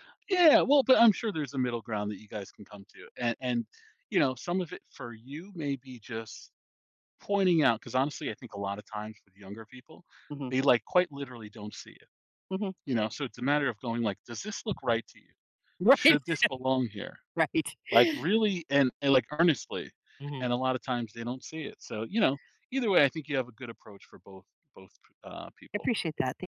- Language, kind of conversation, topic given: English, advice, How can I stop feeling grossed out by my messy living space and start keeping it tidy?
- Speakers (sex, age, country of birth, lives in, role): female, 55-59, United States, United States, user; male, 45-49, United States, United States, advisor
- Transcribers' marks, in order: tapping; laughing while speaking: "Right. Right"; other background noise